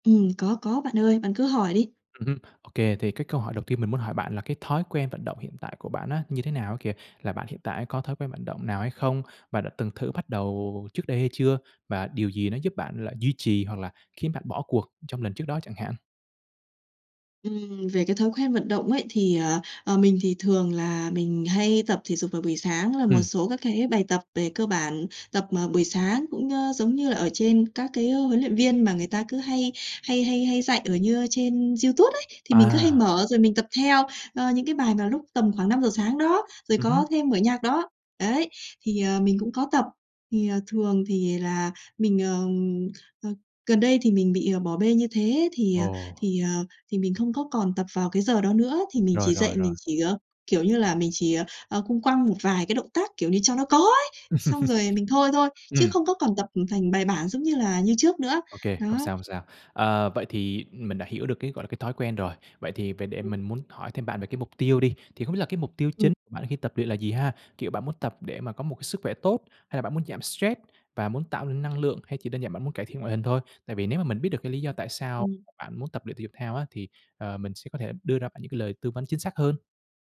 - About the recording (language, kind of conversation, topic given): Vietnamese, advice, Làm sao để có động lực bắt đầu tập thể dục hằng ngày?
- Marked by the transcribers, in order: tapping; other background noise; chuckle